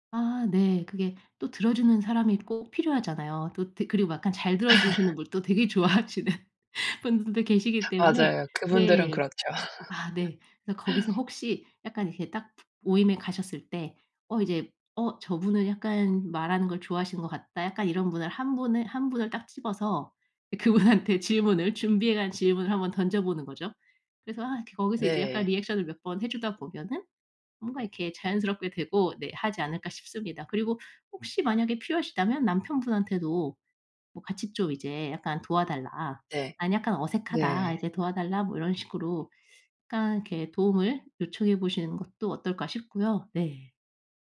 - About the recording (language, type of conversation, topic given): Korean, advice, 파티에 가면 늘 어색하고 소외감을 느끼는데, 어떻게 대처하면 좋을까요?
- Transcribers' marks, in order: laugh; laughing while speaking: "좋아하시는"; laugh; tapping; other background noise